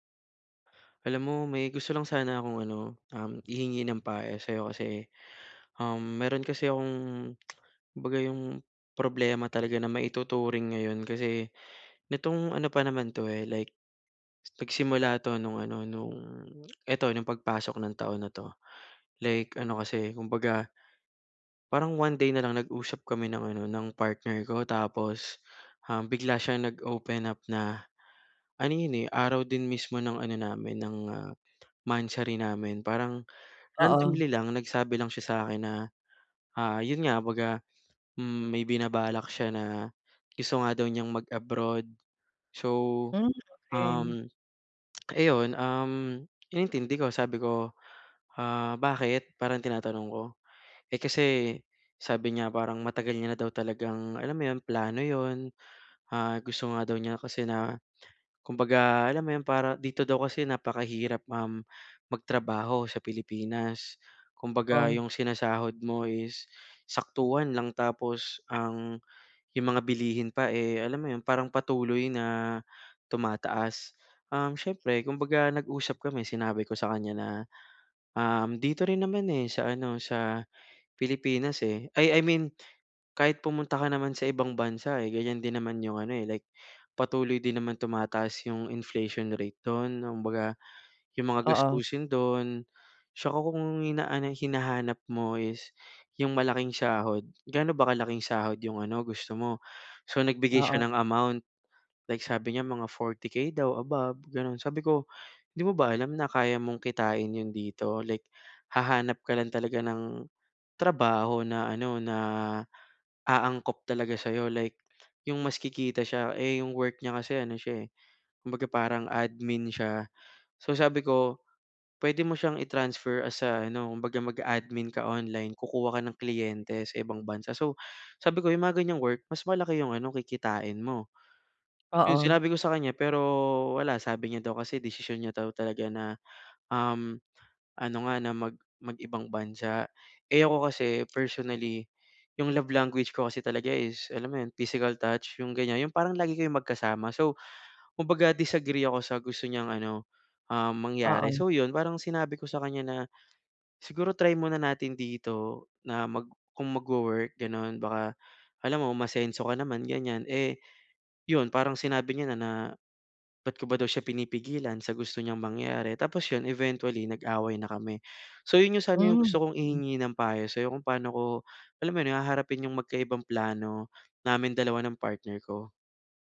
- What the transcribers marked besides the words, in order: tapping; lip smack; lip smack; other background noise
- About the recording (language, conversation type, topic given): Filipino, advice, Paano namin haharapin ang magkaibang inaasahan at mga layunin naming magkapareha?